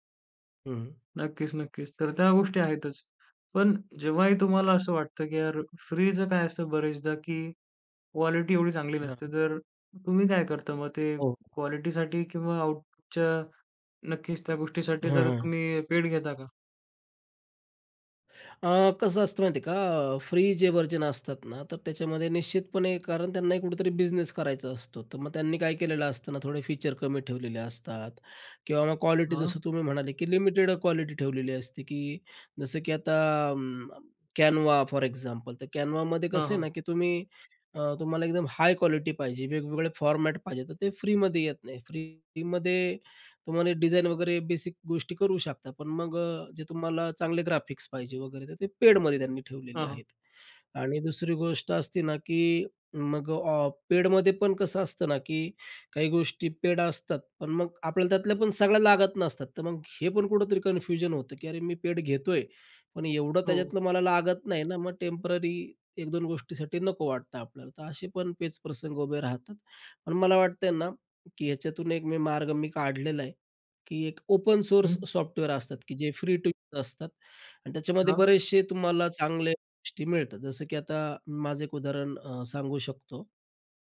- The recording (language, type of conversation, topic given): Marathi, podcast, तुम्ही विनामूल्य आणि सशुल्क साधनांपैकी निवड कशी करता?
- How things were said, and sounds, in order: other background noise; in English: "पेड"; in English: "व्हर्जन"; in English: "फॉर एक्झाम्पल"; tapping; in English: "फॉर्मॅट"; in English: "ग्राफिक्स"; in English: "ओपन सोर्स"; in English: "फ्री टू यूज"